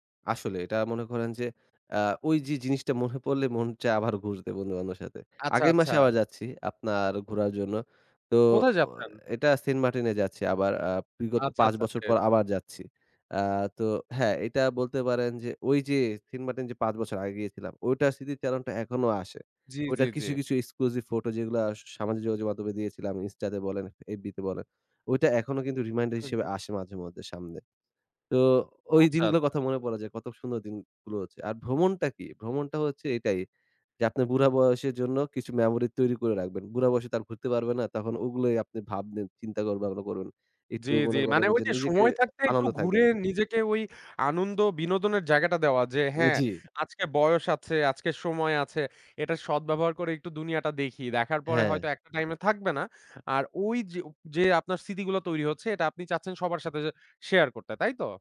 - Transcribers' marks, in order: laughing while speaking: "মনে পড়লে"; in English: "exclusive"
- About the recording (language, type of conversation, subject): Bengali, podcast, সামাজিক মিডিয়া আপনার পরিচয়ে কী ভূমিকা রাখে?